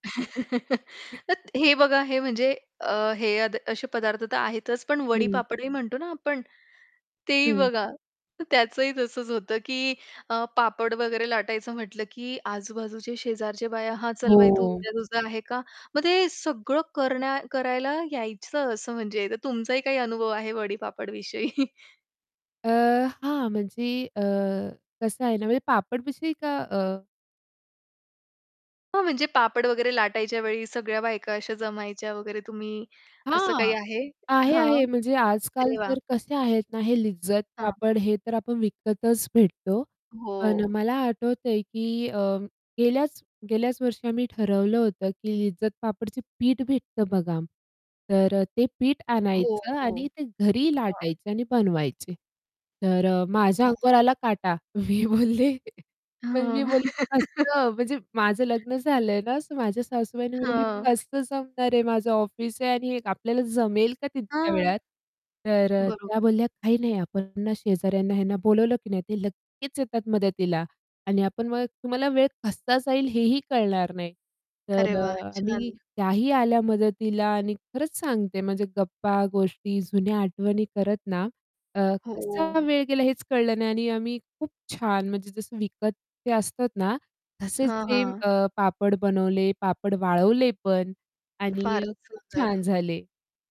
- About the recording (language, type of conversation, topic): Marathi, podcast, तुमच्या कुटुंबातल्या जुन्या पदार्थांची एखादी आठवण सांगाल का?
- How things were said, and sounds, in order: static; laugh; other background noise; laughing while speaking: "विषयी?"; tapping; laughing while speaking: "मी बोलले पण मी बोलली कसं म्हणजे माझं लग्न झालंय ना"; laugh; distorted speech